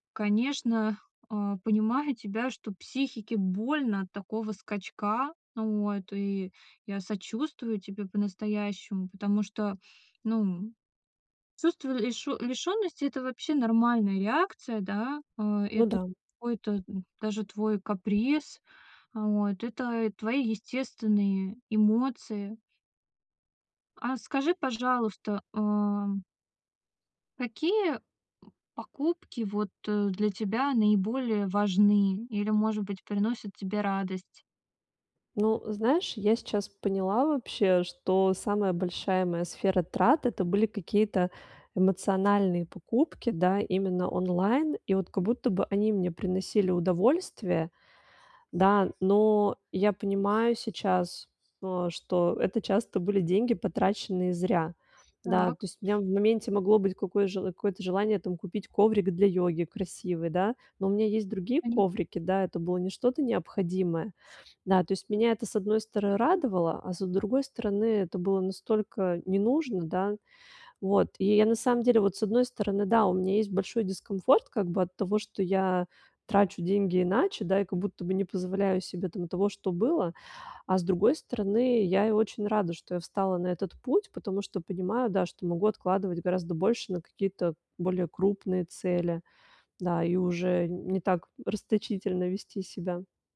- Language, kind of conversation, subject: Russian, advice, Как мне экономить деньги, не чувствуя себя лишённым и несчастным?
- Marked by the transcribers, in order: tapping; "стороны" said as "стары"